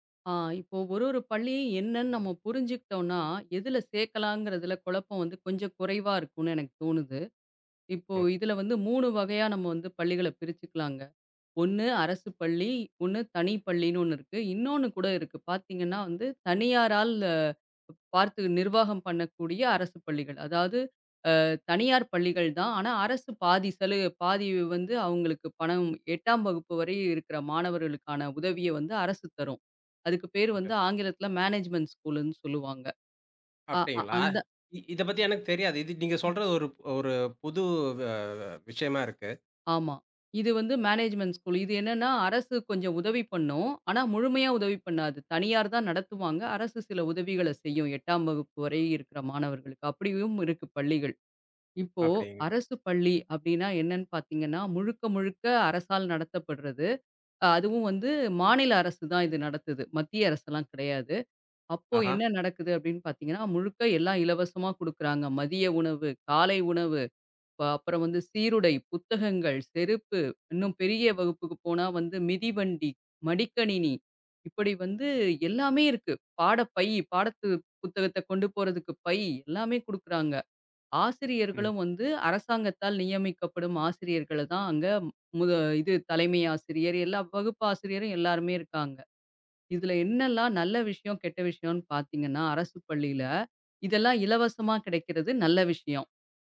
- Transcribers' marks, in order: in English: "மேனேஜ்மெண்ட் ஸ்கூலுன்னு"; in English: "மேனேஜ்மெண்ட்டு ஸ்கூல்"; "பாடப்புத்தகத்த" said as "பாடத்து புத்தகத்த"
- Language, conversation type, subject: Tamil, podcast, அரசுப் பள்ளியா, தனியார் பள்ளியா—உங்கள் கருத்து என்ன?